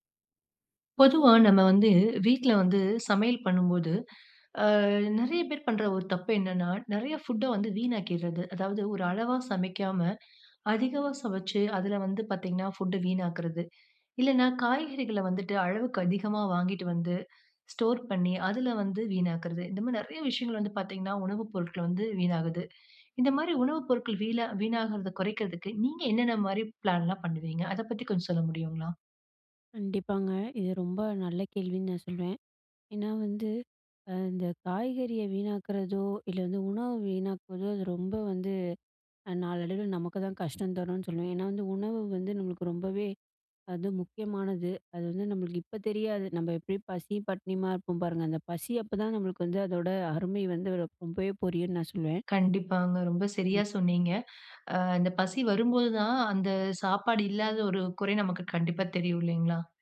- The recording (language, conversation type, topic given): Tamil, podcast, வீடுகளில் உணவுப் பொருள் வீணாக்கத்தை குறைக்க எளிய வழிகள் என்ன?
- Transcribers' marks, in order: in English: "ஃபுட்ட"; in English: "ஃபுட்ட"; in English: "பிளான்ல்லாம்"; other background noise